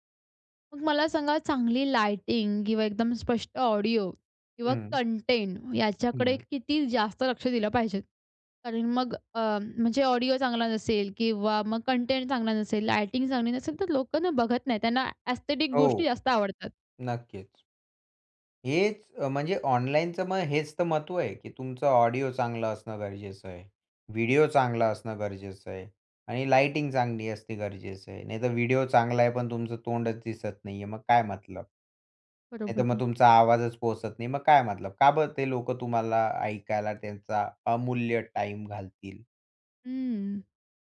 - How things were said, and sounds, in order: tapping; in English: "एस्थेटिक"; other noise; unintelligible speech
- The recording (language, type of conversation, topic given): Marathi, podcast, लोकप्रिय होण्यासाठी एखाद्या लघुचित्रफितीत कोणत्या गोष्टी आवश्यक असतात?